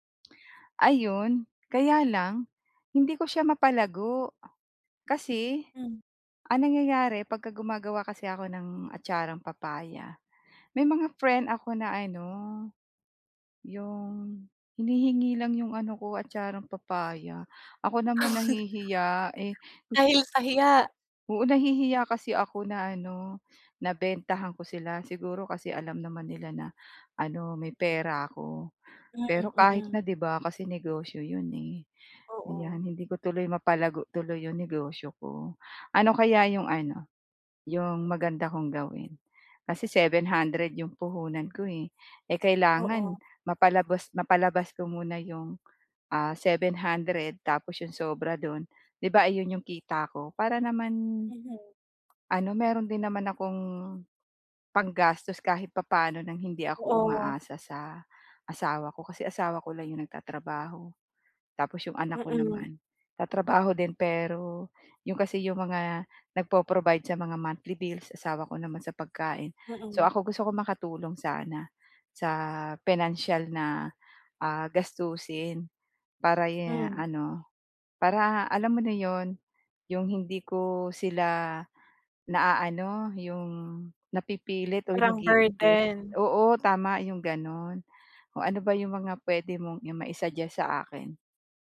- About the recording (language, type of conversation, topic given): Filipino, advice, Paano ko pamamahalaan at palalaguin ang pera ng aking negosyo?
- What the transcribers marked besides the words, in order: sad: "hinihingi lang yung ano ko, atcharang papaya. Ako naman nahihiya"; chuckle; other background noise